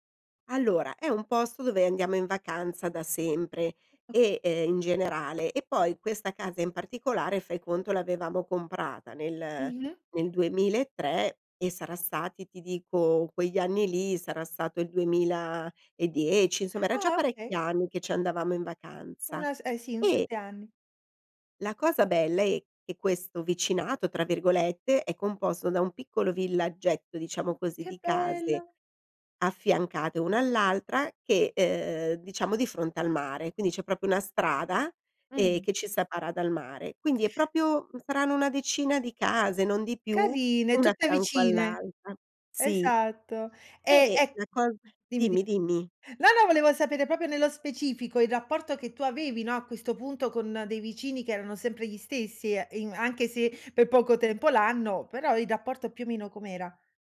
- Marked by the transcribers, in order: drawn out: "bello!"; "per" said as "pe"
- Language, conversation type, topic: Italian, podcast, Quali piccoli gesti di vicinato ti hanno fatto sentire meno solo?